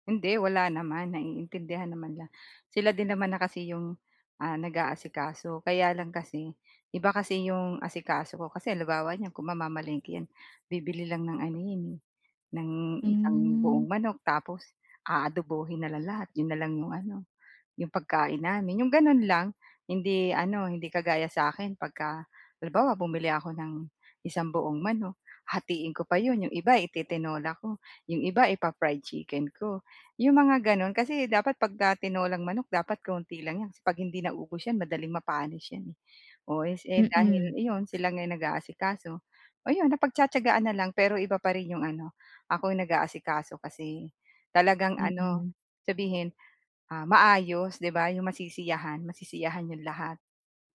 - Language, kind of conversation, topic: Filipino, advice, Paano ko mahahati nang maayos ang oras ko sa pamilya at trabaho?
- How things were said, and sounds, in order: other background noise